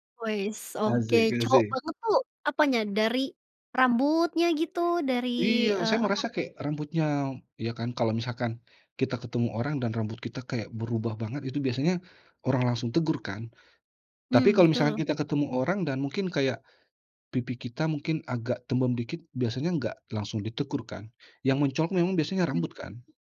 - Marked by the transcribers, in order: other background noise
- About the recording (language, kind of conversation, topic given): Indonesian, podcast, Pernahkah kamu mengalami sesuatu yang membuatmu mengubah penampilan?
- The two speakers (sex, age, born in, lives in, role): female, 25-29, Indonesia, Indonesia, host; male, 35-39, Indonesia, Indonesia, guest